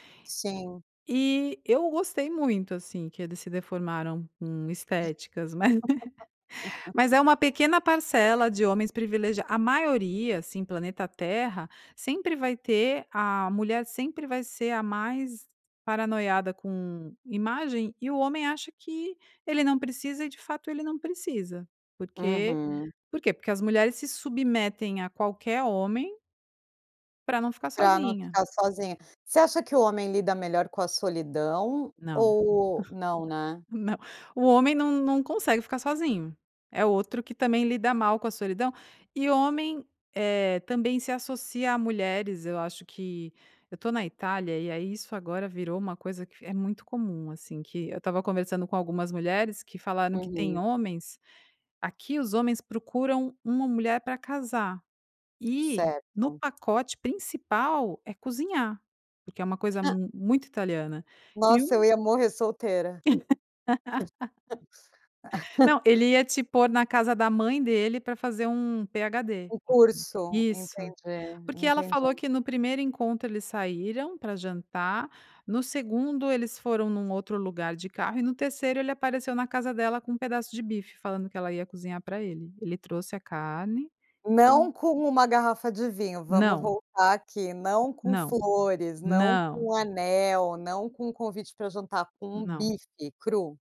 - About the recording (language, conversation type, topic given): Portuguese, podcast, Como a solidão costuma se manifestar no dia a dia das pessoas?
- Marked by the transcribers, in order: laugh; "paranoica" said as "paranoiada"; giggle; chuckle; laugh; laugh; tapping